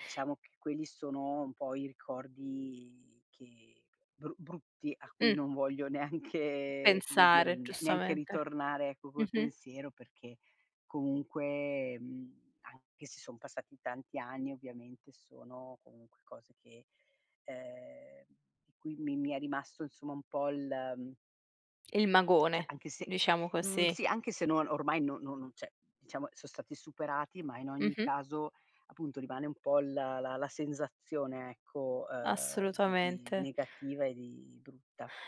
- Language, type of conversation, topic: Italian, podcast, Qual è il ricordo d'infanzia che più ti emoziona?
- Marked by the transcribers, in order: other background noise; laughing while speaking: "neanche"; "cioè" said as "ceh"; "cioè" said as "ceh"